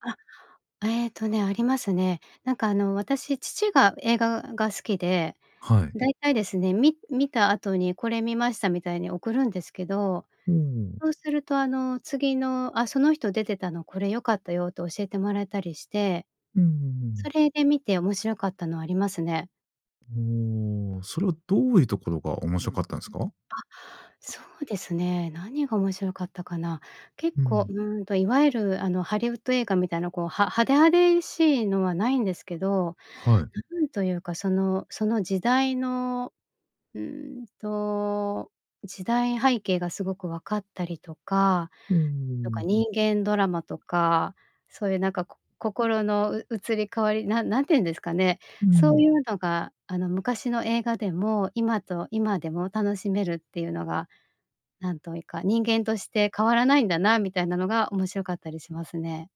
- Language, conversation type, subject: Japanese, podcast, 映画は映画館で観るのと家で観るのとでは、どちらが好きですか？
- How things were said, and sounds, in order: other noise; other background noise